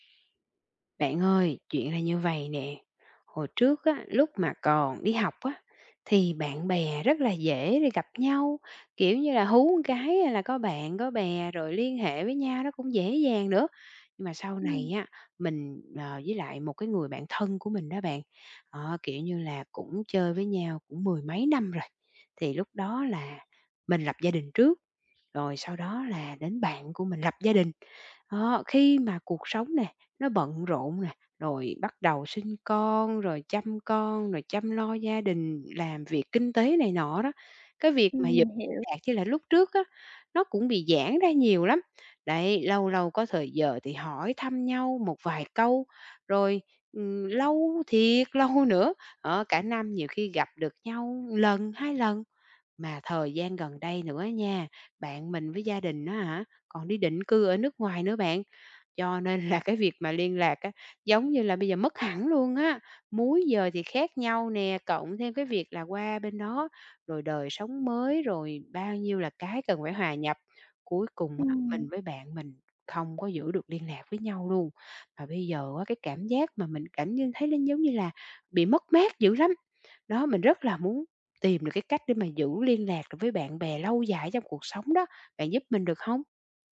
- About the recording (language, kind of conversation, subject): Vietnamese, advice, Làm sao để giữ liên lạc với bạn bè lâu dài?
- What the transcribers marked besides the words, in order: other background noise; tapping; laughing while speaking: "lâu"; "một" said as "ừn"; laughing while speaking: "là"